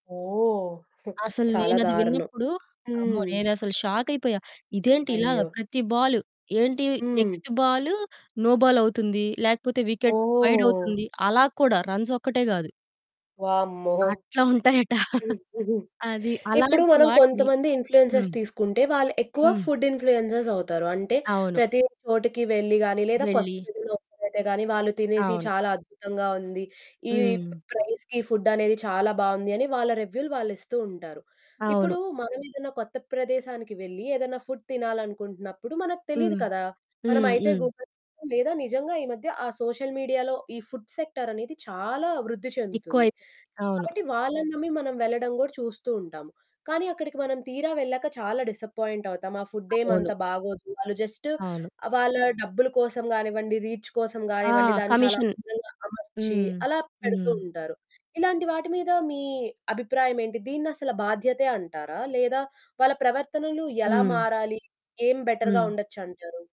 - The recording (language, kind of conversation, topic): Telugu, podcast, ఇన్‌ఫ్లుయెన్సర్లు తమ ప్రభావాన్ని బాధ్యతగా వినియోగిస్తున్నారా?
- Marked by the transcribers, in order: scoff; other background noise; in English: "నో బాల్"; in English: "వికెట్ వైడ్"; static; in English: "రన్స్"; chuckle; in English: "ఇన్‌ఫ్లూయెన్సర్స్"; in English: "ఫుడ్ ఇన్‌ఫ్లూయెన్సర్స్"; distorted speech; in English: "ఓపెన్"; in English: "ప్రైస్‌కి ఫుడ్"; in English: "ఫుడ్"; in English: "గూగుల్"; in English: "సోషల్ మీడియాలో"; in English: "ఫుడ్ సెక్టార్"; in English: "డిసప్పాయింట్"; in English: "కమిషన్"; in English: "రీచ్"; in English: "బెటర్‌గా"